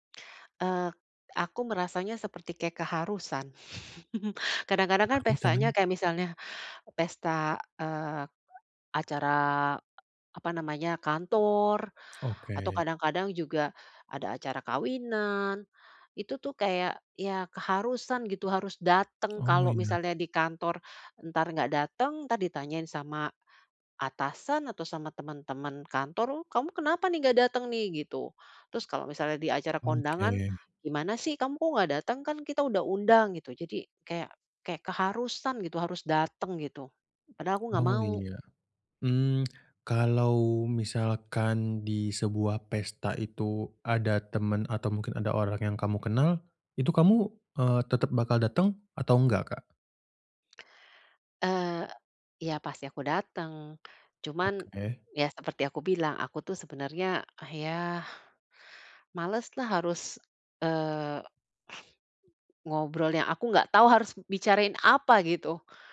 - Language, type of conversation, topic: Indonesian, advice, Bagaimana caranya agar saya merasa nyaman saat berada di pesta?
- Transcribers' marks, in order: tapping; chuckle; other background noise; tsk; sneeze